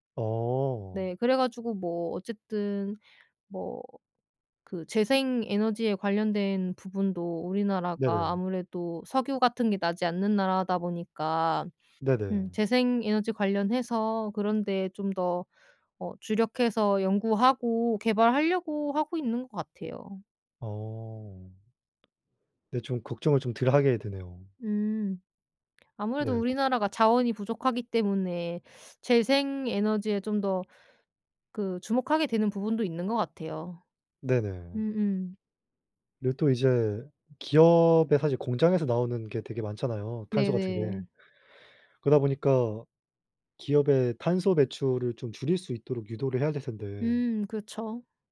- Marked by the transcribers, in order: other background noise
- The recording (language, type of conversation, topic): Korean, unstructured, 기후 변화로 인해 사라지는 동물들에 대해 어떻게 느끼시나요?